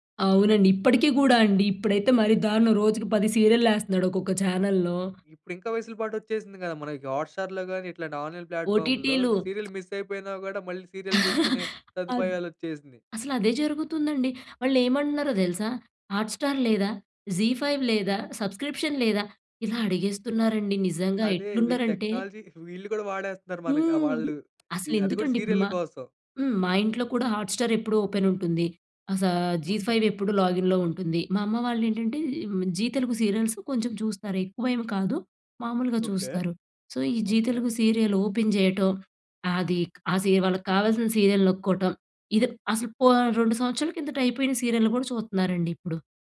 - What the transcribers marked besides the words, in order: in English: "ఛానల్‌లో"; in English: "హాట్ స్టార్‌లో"; in English: "ఆన్లైన్ ప్లాట్ఫామ్‌లో, సీరియల్ మిస్"; tapping; chuckle; in English: "సీరియల్"; in English: "హాట్ స్టార్"; in English: "జీ ఫైవ్"; in English: "సబ్స్క్రిప్షన్"; in English: "టెక్నాలజీ"; in English: "హాట్ స్టార్"; in English: "ఓపెన్"; in English: "జీ ఫైవ్"; in English: "లాగిన్‌లో"; in English: "సీరియల్స్"; in English: "సో"; in English: "సీరియల్ ఓపెన్"; in English: "సీరియల్"
- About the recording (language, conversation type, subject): Telugu, podcast, బిగ్ స్క్రీన్ vs చిన్న స్క్రీన్ అనుభవం గురించి నీ అభిప్రాయం ఏమిటి?